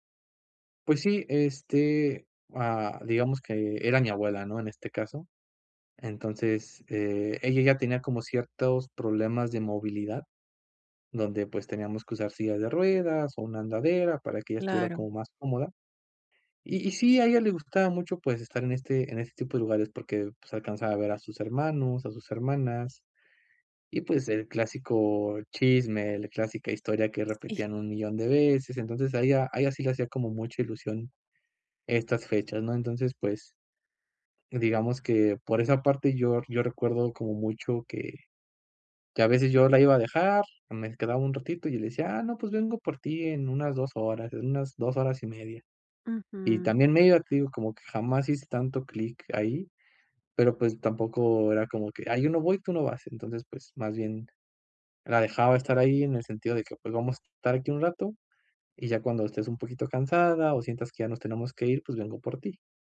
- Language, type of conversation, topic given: Spanish, advice, ¿Cómo puedo aprender a disfrutar las fiestas si me siento fuera de lugar?
- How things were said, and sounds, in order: none